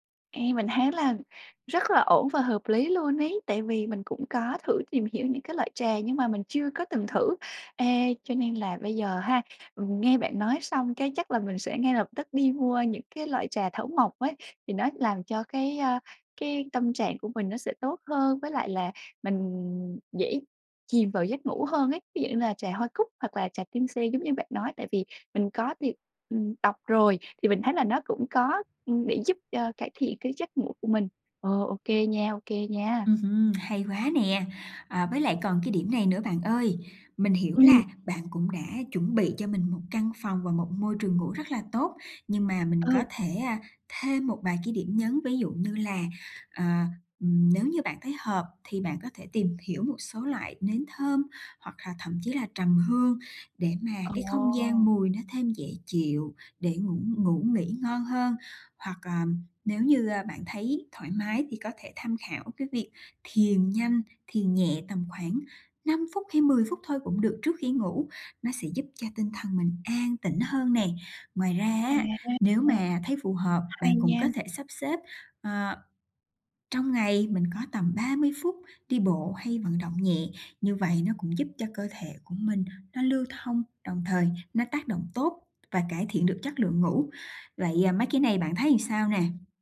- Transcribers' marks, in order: other background noise; unintelligible speech; tapping
- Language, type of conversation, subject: Vietnamese, advice, Làm thế nào để cải thiện chất lượng giấc ngủ và thức dậy tràn đầy năng lượng hơn?